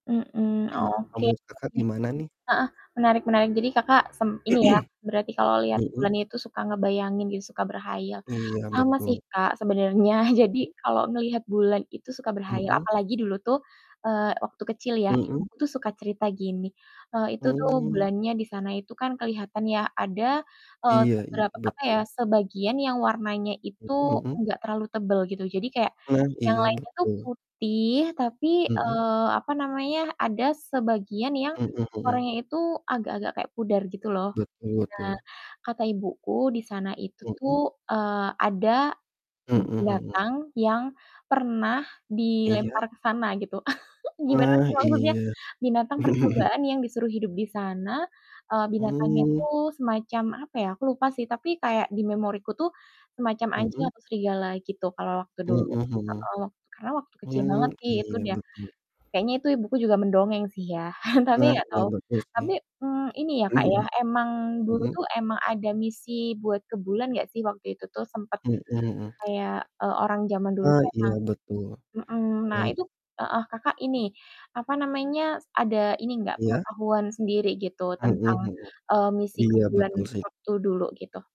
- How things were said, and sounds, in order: throat clearing; distorted speech; chuckle; chuckle; chuckle; chuckle; chuckle
- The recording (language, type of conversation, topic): Indonesian, unstructured, Apa yang kamu ketahui tentang perjalanan manusia pertama ke Bulan?